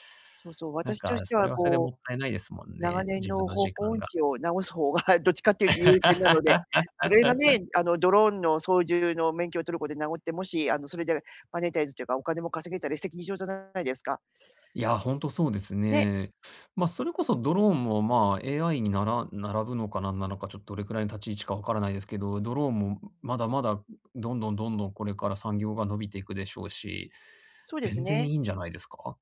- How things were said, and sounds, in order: laughing while speaking: "方が"; laugh; in English: "マネタイズ"
- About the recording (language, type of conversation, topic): Japanese, advice, どのスキルを優先して身につけるべきでしょうか？